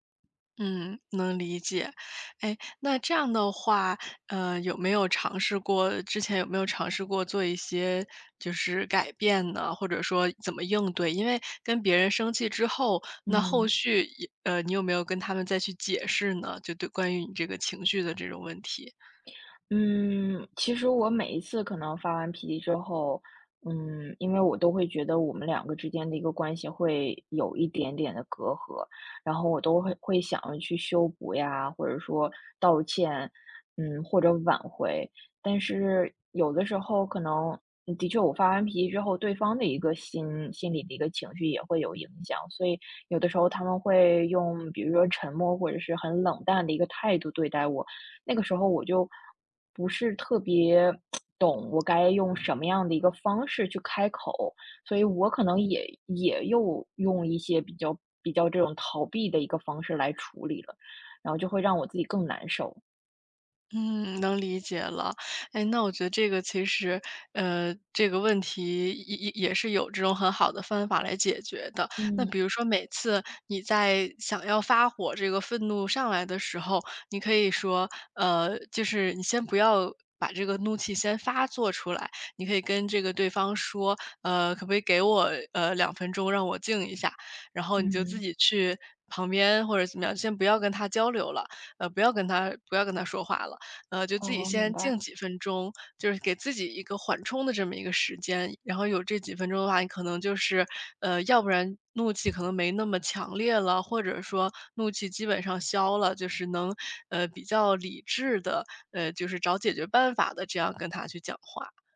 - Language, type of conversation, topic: Chinese, advice, 我经常用生气来解决问题，事后总是后悔，该怎么办？
- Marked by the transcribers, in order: tsk; other noise; tapping